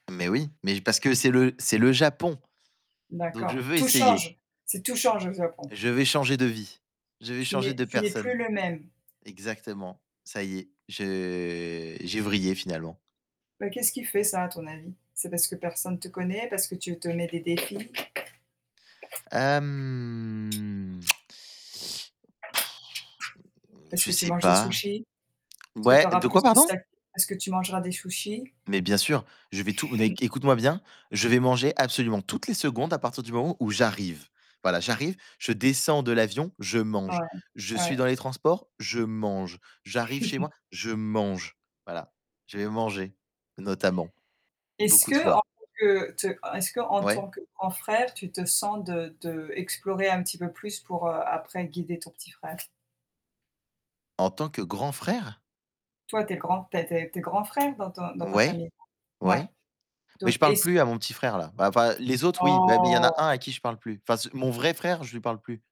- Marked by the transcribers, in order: stressed: "Japon"; "Japon" said as "Zapon"; drawn out: "je"; drawn out: "Hem"; tongue click; blowing; tapping; other background noise; distorted speech; "sushis" said as "shoushi"; chuckle; chuckle; drawn out: "Oh !"
- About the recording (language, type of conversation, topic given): French, unstructured, Comment le fait de sortir de votre zone de confort peut-il favoriser votre croissance personnelle ?